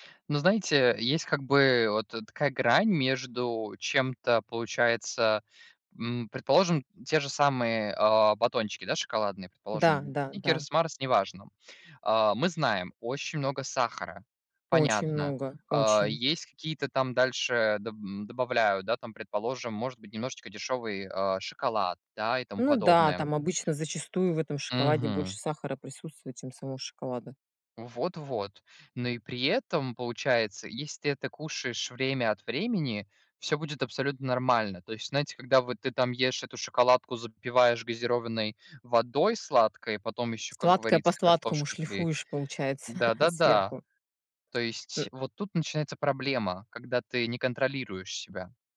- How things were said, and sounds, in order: chuckle; tapping
- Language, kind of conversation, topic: Russian, unstructured, Какие продукты вы считаете наиболее опасными для детей?